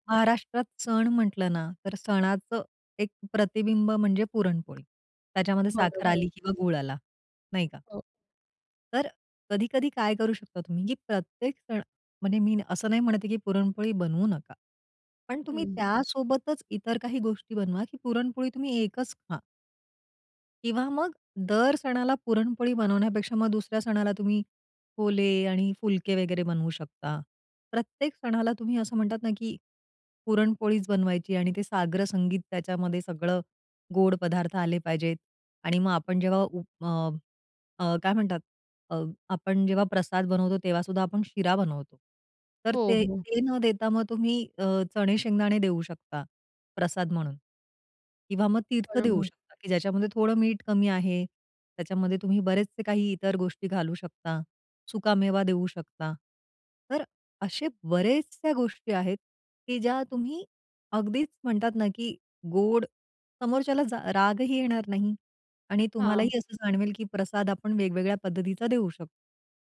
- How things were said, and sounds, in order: tapping; other noise
- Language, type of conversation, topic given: Marathi, podcast, साखर आणि मीठ कमी करण्याचे सोपे उपाय